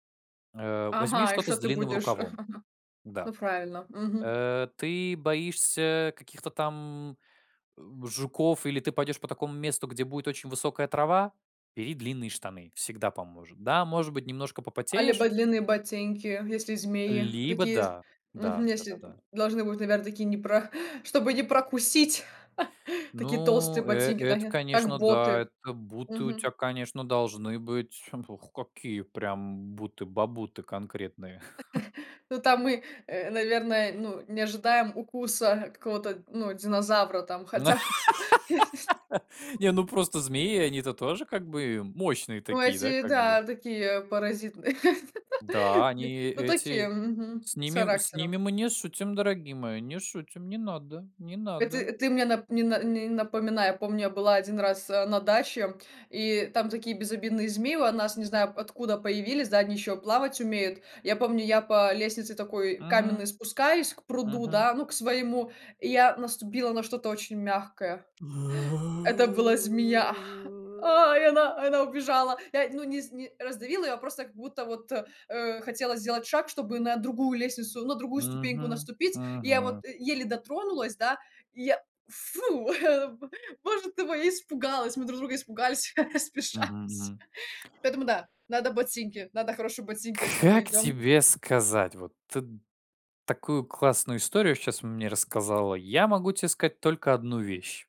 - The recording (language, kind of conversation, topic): Russian, podcast, Как одежда помогает тебе выразить себя?
- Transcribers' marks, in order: chuckle; chuckle; chuckle; laugh; laughing while speaking: "м, если"; laugh; drawn out: "Э"; chuckle; laugh; laughing while speaking: "я спеша"; unintelligible speech; laugh